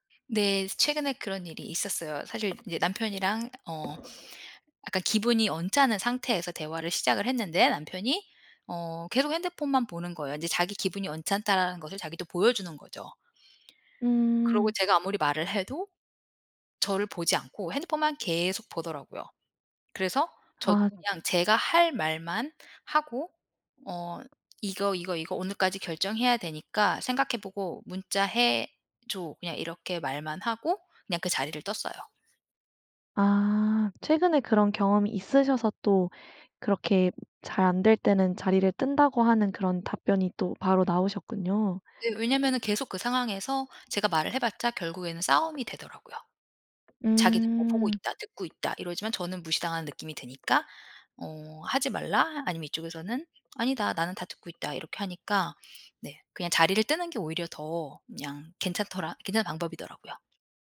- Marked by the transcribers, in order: tapping; other background noise
- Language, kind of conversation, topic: Korean, podcast, 대화 중에 상대가 휴대폰을 볼 때 어떻게 말하면 좋을까요?